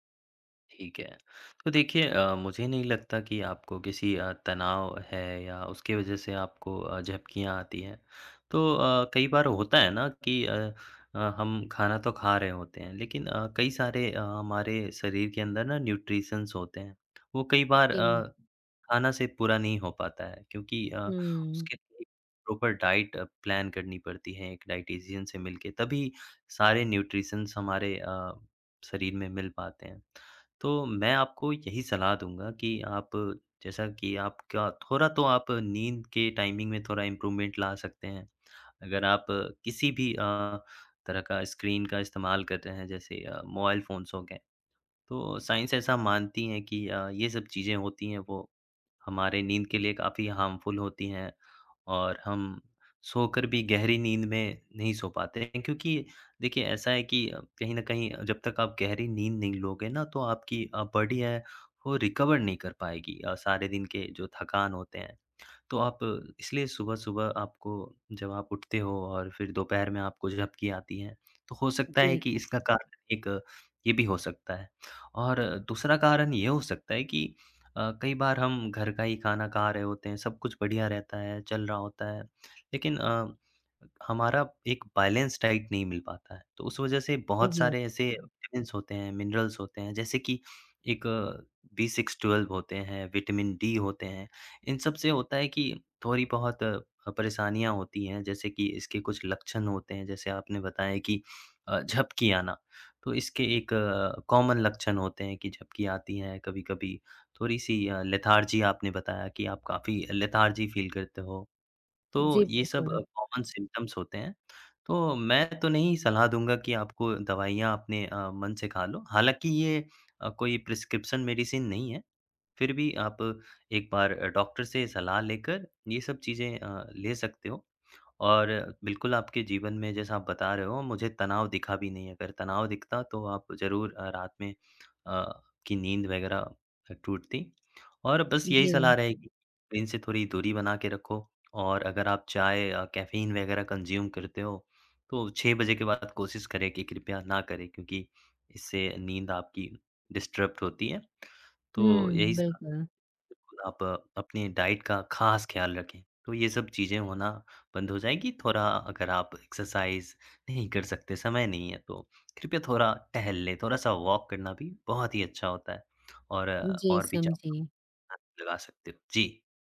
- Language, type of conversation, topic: Hindi, advice, दिन में बहुत ज़्यादा झपकी आने और रात में नींद न आने की समस्या क्यों होती है?
- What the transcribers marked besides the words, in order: tapping; in English: "न्यूट्रिशंस"; in English: "प्रॉपर डाइट प्लान"; in English: "डायटीशियन"; in English: "न्यूट्रिशंस"; in English: "टाइमिंग"; in English: "इम्प्रूवमेंट"; in English: "फ़ोन्स"; in English: "साइंस"; in English: "हार्मफुल"; in English: "बॉडी"; in English: "रिकवर"; in English: "बैलेंस डाइट"; in English: "विटामिन्स"; in English: "मिनरल्स"; in English: "कॉमन"; in English: "लेथर्जी"; in English: "लेथर्जी फ़ील"; in English: "कॉमन सिम्पटम्स"; in English: "प्रिस्क्रिप्शन मेडिसिन"; other background noise; in English: "कंज़्यूम"; in English: "डिसरप्ट"; in English: "डाइट"; in English: "एक्सरसाइज़"; in English: "वॉक"; unintelligible speech